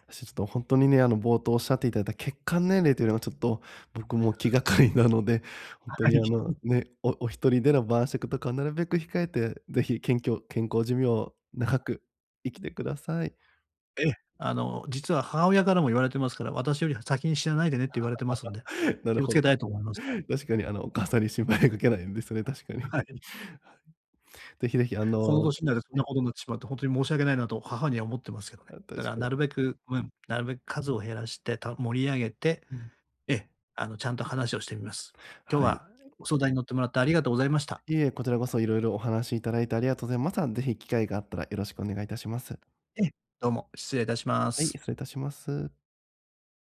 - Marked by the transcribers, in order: unintelligible speech; laughing while speaking: "気がかりなので"; laugh; laugh; laughing while speaking: "心配かけないように"
- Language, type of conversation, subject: Japanese, advice, 断りづらい誘いを上手にかわすにはどうすればいいですか？